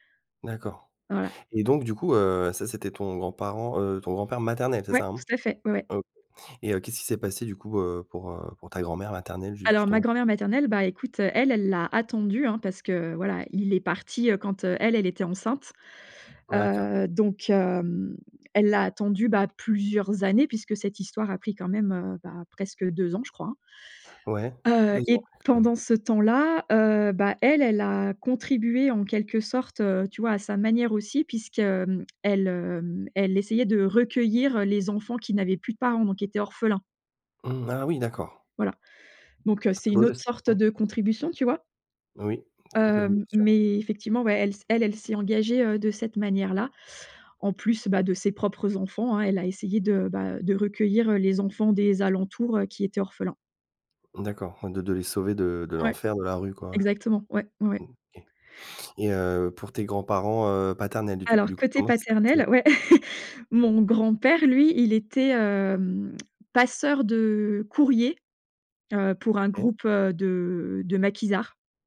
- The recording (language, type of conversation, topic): French, podcast, Comment les histoires de guerre ou d’exil ont-elles marqué ta famille ?
- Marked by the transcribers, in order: drawn out: "hem"; tapping; other background noise; chuckle